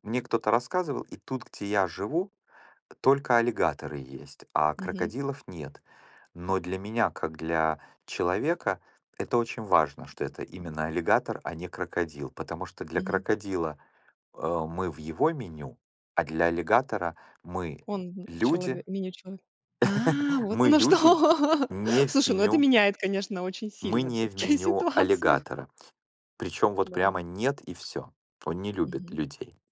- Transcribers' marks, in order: background speech; laughing while speaking: "что!"; chuckle; other background noise; laughing while speaking: "ситуацию"
- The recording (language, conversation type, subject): Russian, podcast, Как ты начал(а) жить более экологично?